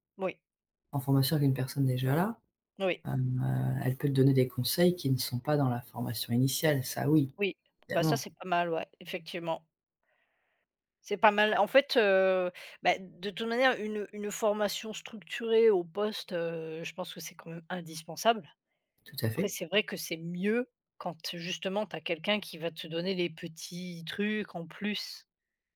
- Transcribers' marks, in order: other background noise; stressed: "mieux"
- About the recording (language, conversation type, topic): French, unstructured, Les échanges informels au bureau sont-ils plus importants que les formations structurées pour développer les compétences ?